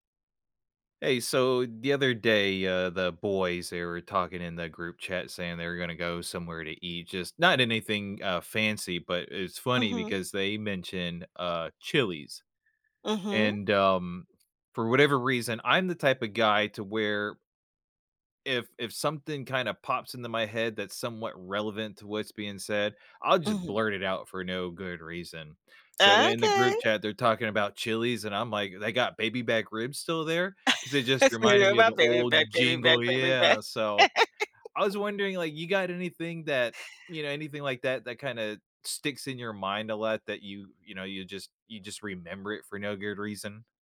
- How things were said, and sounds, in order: other background noise; singing: "Give me my baby back, baby back, baby back"; laughing while speaking: "Give me my baby back, baby back, baby back"; laugh
- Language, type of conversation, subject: English, unstructured, How should I feel about a song after it's used in media?